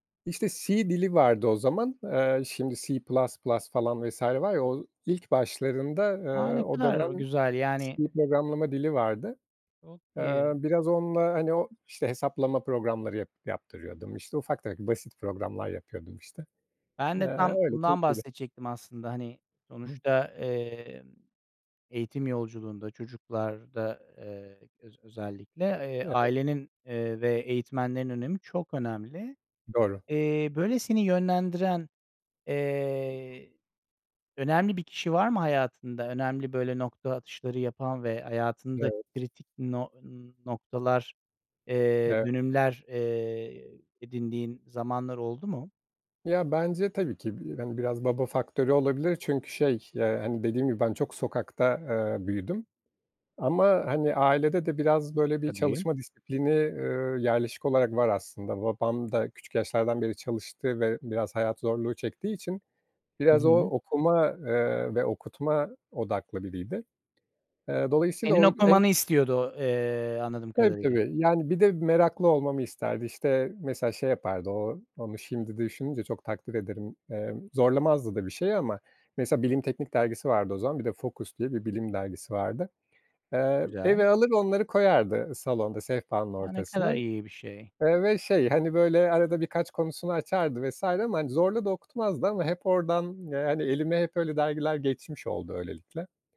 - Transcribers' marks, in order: unintelligible speech; other background noise; tapping
- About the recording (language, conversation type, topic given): Turkish, podcast, Eğitim yolculuğun nasıl başladı, anlatır mısın?